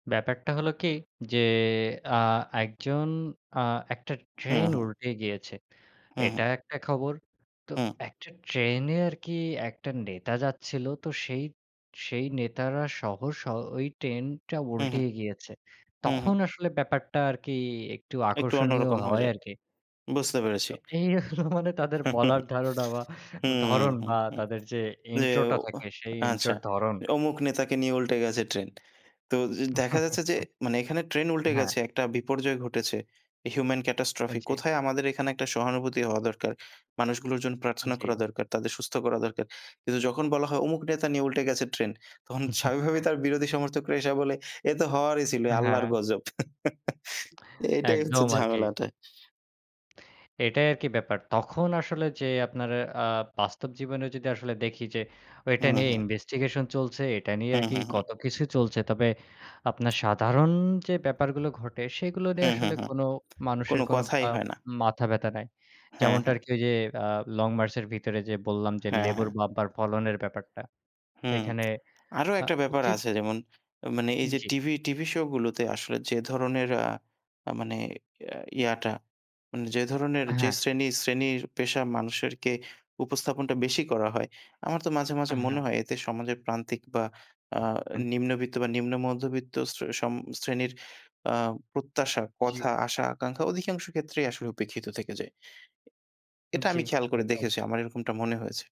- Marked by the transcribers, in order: tapping; chuckle; other background noise; chuckle; in English: "catastrophe"; chuckle; chuckle; lip smack; chuckle
- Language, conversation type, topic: Bengali, unstructured, টেলিভিশনের অনুষ্ঠানগুলো কি অনেক সময় ভুল বার্তা দেয়?